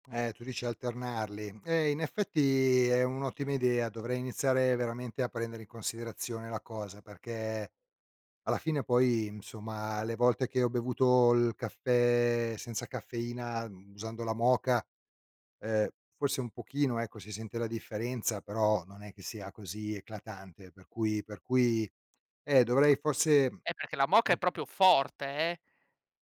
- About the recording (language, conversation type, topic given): Italian, advice, In che modo l’eccesso di caffeina o l’uso degli schermi la sera ti impediscono di addormentarti?
- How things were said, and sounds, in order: tapping; stressed: "forte"